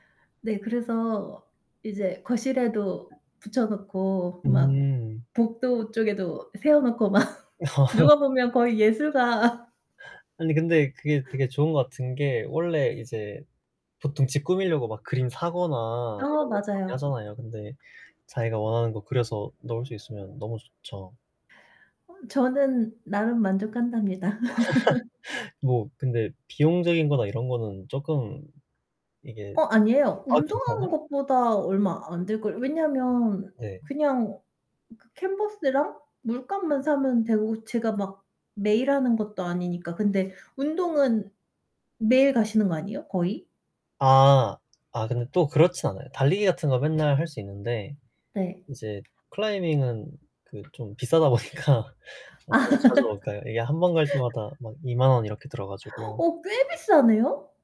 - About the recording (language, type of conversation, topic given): Korean, unstructured, 자신만의 특별한 취미를 어떻게 발견하셨나요?
- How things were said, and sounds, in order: other background noise; laughing while speaking: "막 누가 보면 거의 예술가"; laugh; distorted speech; laugh; tapping; laughing while speaking: "비싸다 보니까"; laugh; gasp; surprised: "어 꽤 비싸네요?"